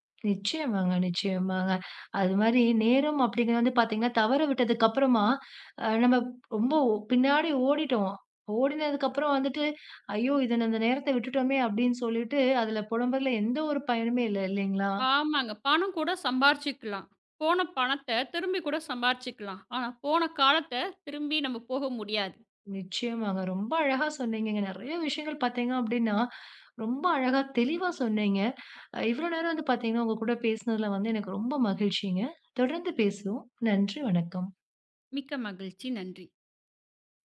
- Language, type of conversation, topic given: Tamil, podcast, பணம் அல்லது நேரம்—முதலில் எதற்கு முன்னுரிமை கொடுப்பீர்கள்?
- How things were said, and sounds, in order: none